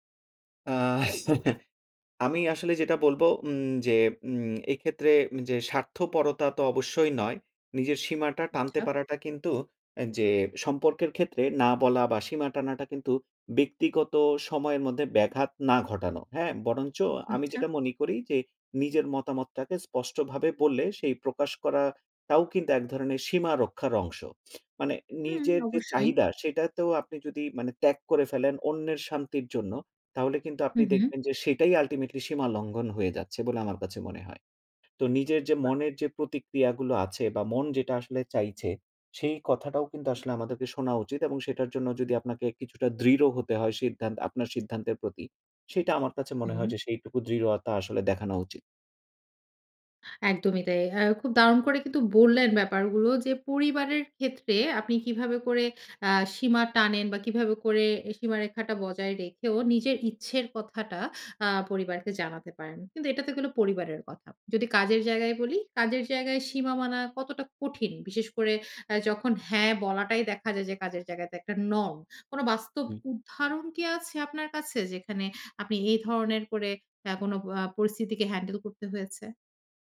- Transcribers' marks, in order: chuckle; tapping; other background noise; in English: "আল্টিমেটলি"; in English: "নর্ম"
- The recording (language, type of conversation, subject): Bengali, podcast, আপনি কীভাবে নিজের সীমা শনাক্ত করেন এবং সেই সীমা মেনে চলেন?